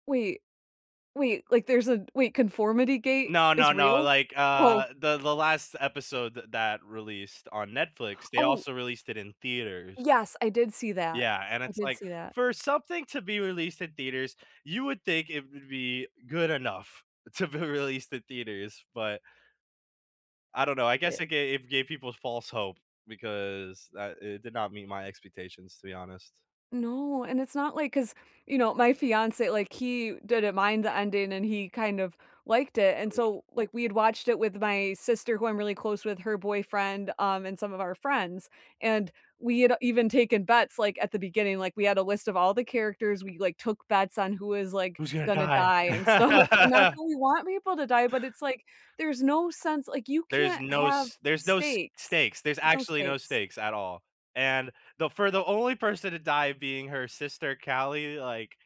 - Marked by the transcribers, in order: laughing while speaking: "to be"; tapping; laughing while speaking: "stuff"; laugh
- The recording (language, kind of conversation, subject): English, unstructured, Why do some people get upset over movie spoilers?
- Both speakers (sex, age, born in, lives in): female, 30-34, United States, United States; male, 20-24, United States, United States